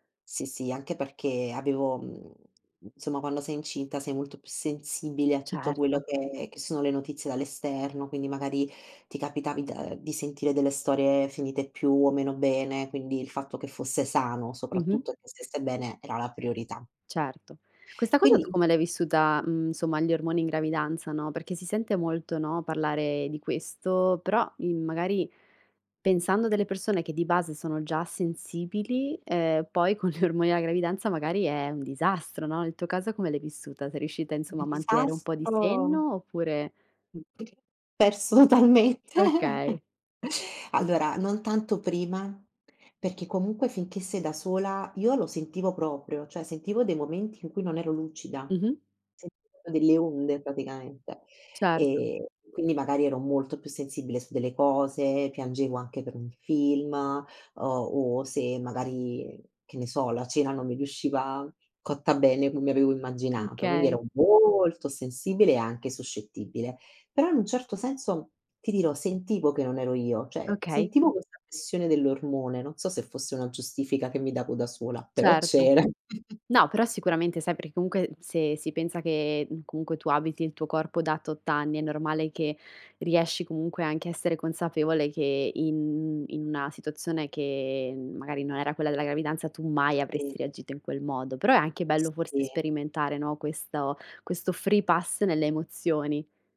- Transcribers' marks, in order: laughing while speaking: "gli"; unintelligible speech; laughing while speaking: "Perso talmente"; chuckle; drawn out: "molto"; chuckle; in English: "free-pass"
- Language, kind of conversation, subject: Italian, podcast, Come mantenere viva la coppia dopo l’arrivo dei figli?